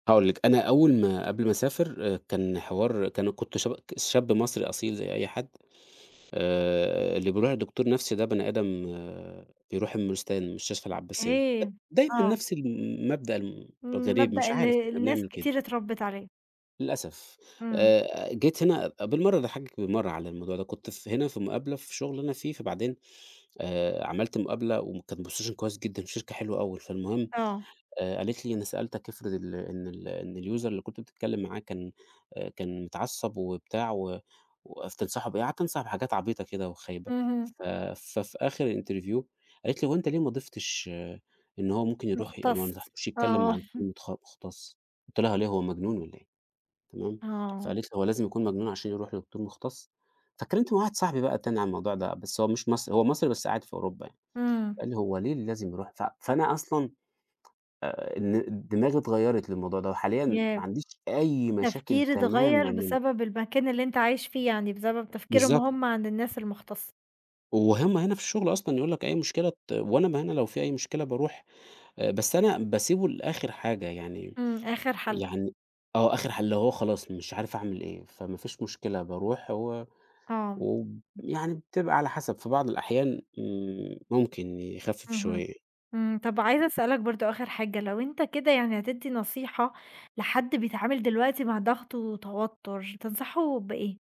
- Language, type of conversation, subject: Arabic, podcast, إزاي بتتعامل مع ضغط وتوتر كل يوم؟
- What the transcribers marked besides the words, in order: in English: "position"; in English: "الuser"; in English: "الinterview"; chuckle